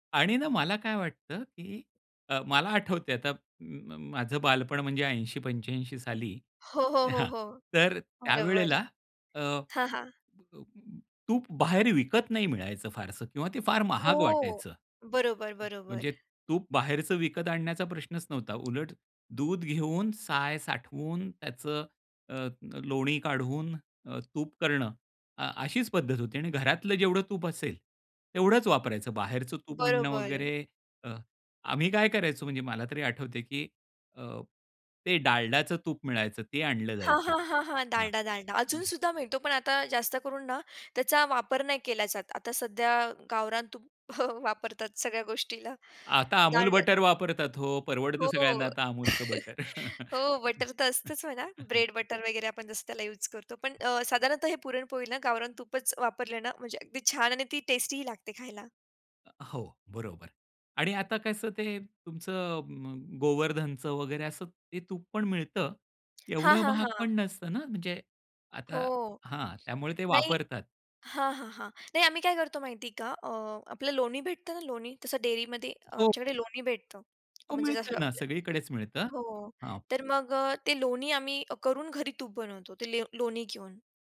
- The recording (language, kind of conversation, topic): Marathi, podcast, सणांमध्ये घरच्या जुन्या पाककृती तुम्ही कशा जपता?
- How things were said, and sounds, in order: tapping; other noise; chuckle; laughing while speaking: "वापरतात सगळ्या गोष्टीला"; other background noise; laugh; in English: "बटर"; in English: "बटर"; laugh